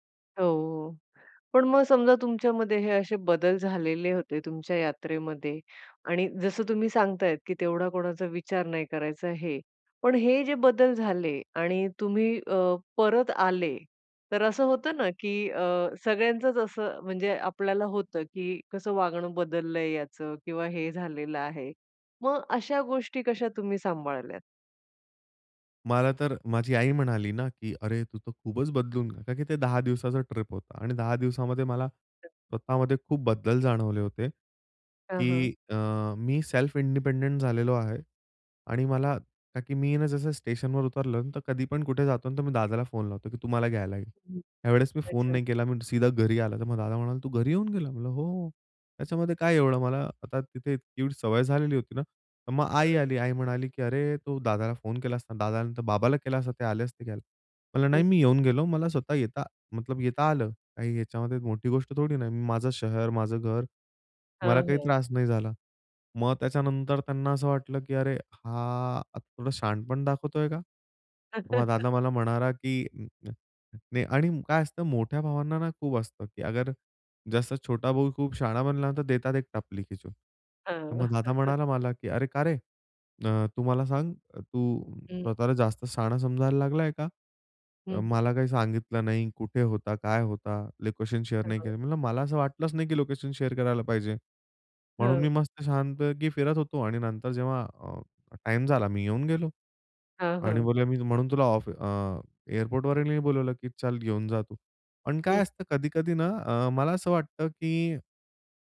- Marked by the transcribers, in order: other background noise; other noise; tapping; in English: "सेल्फ इंडिपेंडंट"; unintelligible speech; chuckle; chuckle; in English: "शेअर"; in English: "शेअर"
- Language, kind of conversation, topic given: Marathi, podcast, प्रवासात तुम्हाला स्वतःचा नव्याने शोध लागण्याचा अनुभव कसा आला?